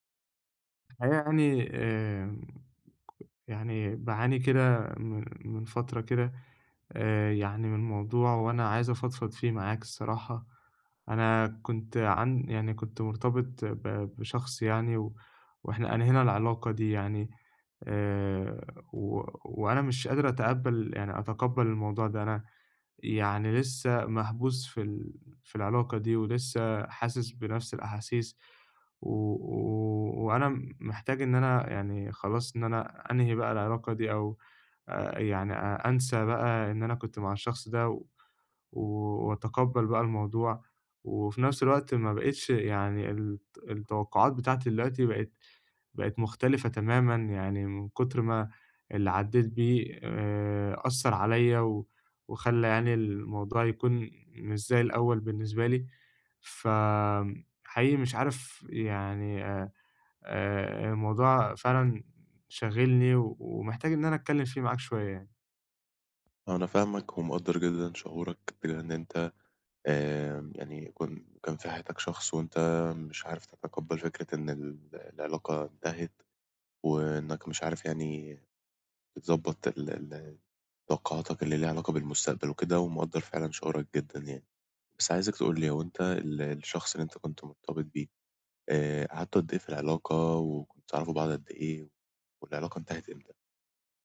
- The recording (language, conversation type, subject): Arabic, advice, إزاي أتعلم أتقبل نهاية العلاقة وأظبط توقعاتي للمستقبل؟
- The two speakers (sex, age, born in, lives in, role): male, 20-24, Egypt, Egypt, advisor; male, 20-24, Egypt, Egypt, user
- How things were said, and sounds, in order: none